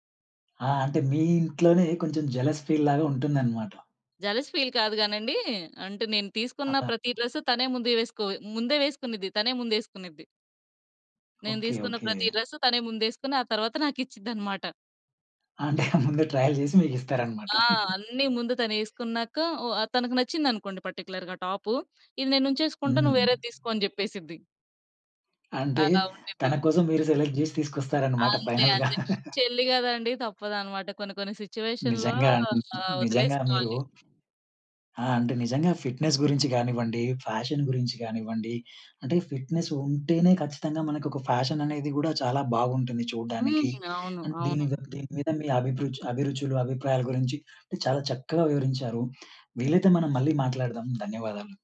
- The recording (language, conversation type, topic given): Telugu, podcast, సౌకర్యం-ఆరోగ్యం ముఖ్యమా, లేక శైలి-ప్రవణత ముఖ్యమా—మీకు ఏది ఎక్కువ నచ్చుతుంది?
- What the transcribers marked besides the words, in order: in English: "జలస్ ఫీల్"; in English: "జలస్ ఫీల్"; other noise; in English: "డ్రెస్"; in English: "డ్రెస్"; other background noise; chuckle; chuckle; in English: "పర్టిక్యులర్‌గా టాప్"; tapping; in English: "సెలెక్ట్"; in English: "ఫైనల్‌గా"; laugh; in English: "సిట్యుయేషన్‌లో"; in English: "ఫిట్‌నెస్"; in English: "ఫ్యాషన్"; in English: "ఫిట్‌నెస్"; in English: "ఫ్యాషన్"